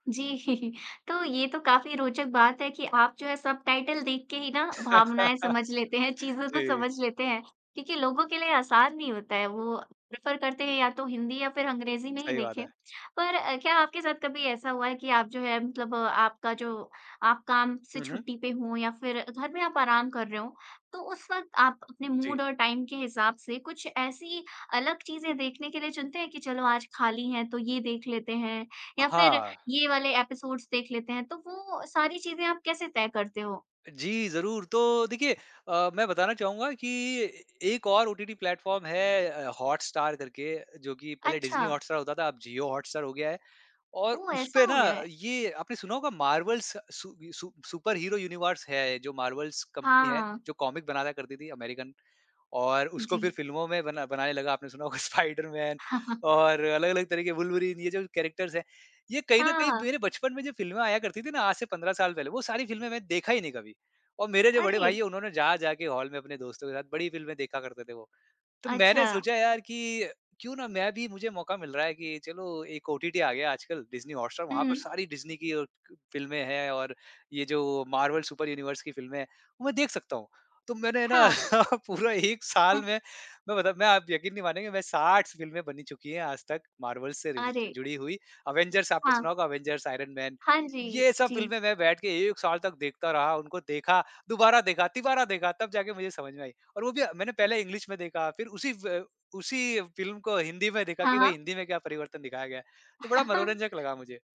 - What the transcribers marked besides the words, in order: chuckle; in English: "सबटाइटल"; laugh; in English: "प्रिफ़र"; tapping; in English: "मूड"; in English: "टाइम"; in English: "एपिसोड्स"; in English: "प्लेटफ़ॉर्म"; in English: "स सु सु सुपर हीरो यूनिवर्स"; in English: "कॉमिक"; laughing while speaking: "स्पाइडरमैन"; in English: "कैरेक्टर्स"; chuckle; in English: "हॉल"; other noise; in English: "सुपर यूनिवर्स"; laugh; laughing while speaking: "पूरा एक साल में"; in English: "इंग्लिश"; other background noise; chuckle
- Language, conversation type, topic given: Hindi, podcast, ओटीटी पर आप क्या देखना पसंद करते हैं और उसे कैसे चुनते हैं?